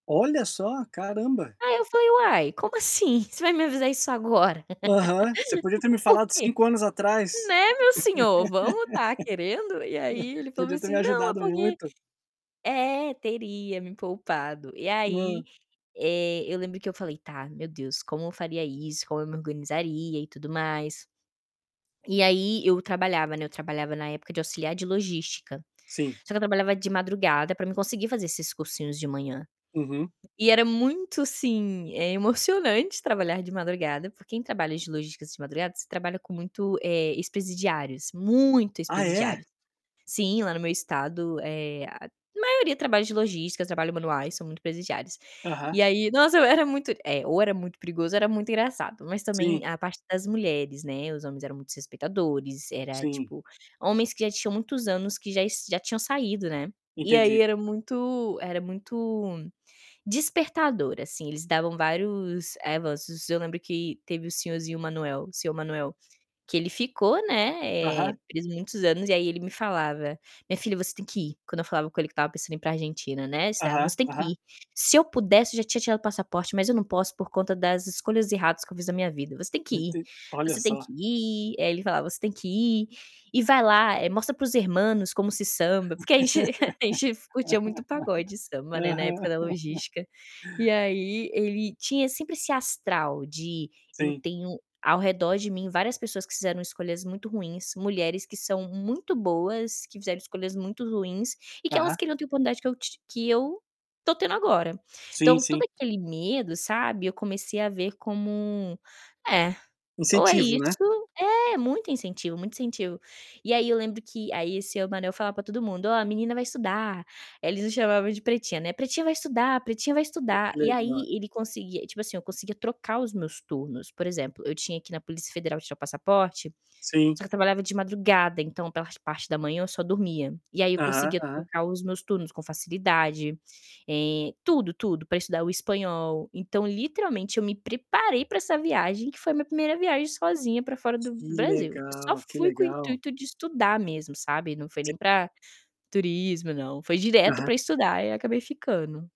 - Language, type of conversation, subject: Portuguese, podcast, Como viajar sozinho mudou a forma como você se enxerga?
- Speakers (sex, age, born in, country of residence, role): female, 25-29, Brazil, Spain, guest; male, 40-44, Brazil, United States, host
- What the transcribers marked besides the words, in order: tapping; laugh; laughing while speaking: "Por quê?"; other background noise; laugh; static; unintelligible speech; unintelligible speech; chuckle; laugh; laugh; distorted speech